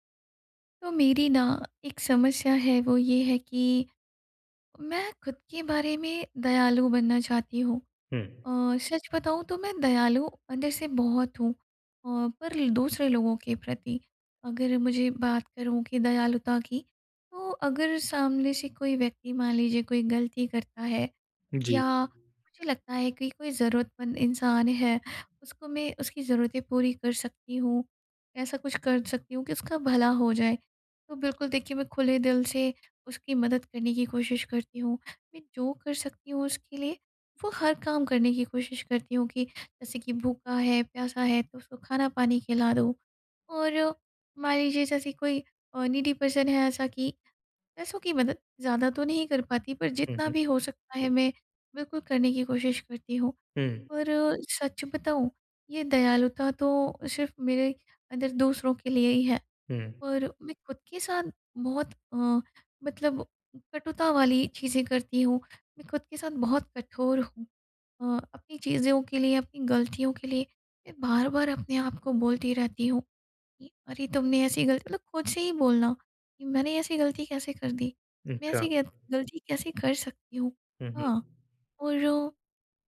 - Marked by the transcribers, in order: in English: "नीडी पर्सन"
- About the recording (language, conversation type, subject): Hindi, advice, आप स्वयं के प्रति दयालु कैसे बन सकते/सकती हैं?